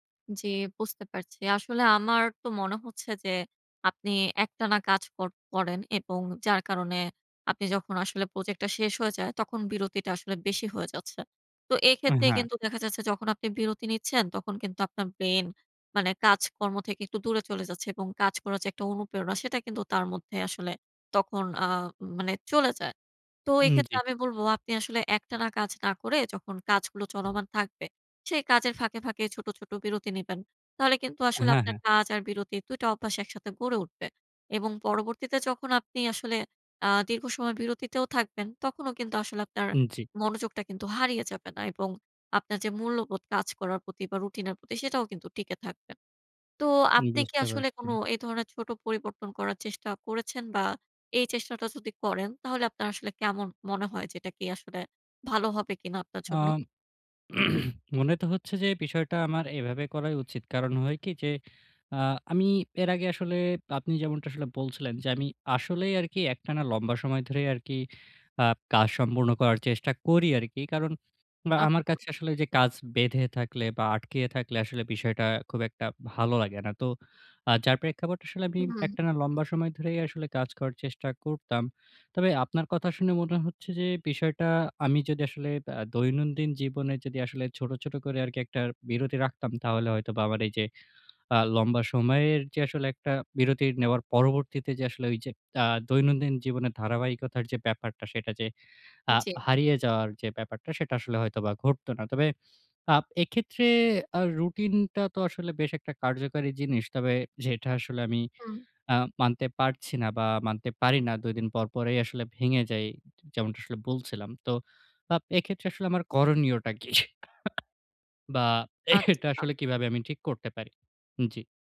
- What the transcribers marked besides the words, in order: throat clearing; sneeze; cough
- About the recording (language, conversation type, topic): Bengali, advice, রুটিনের কাজগুলোতে আর মূল্যবোধ খুঁজে না পেলে আমি কী করব?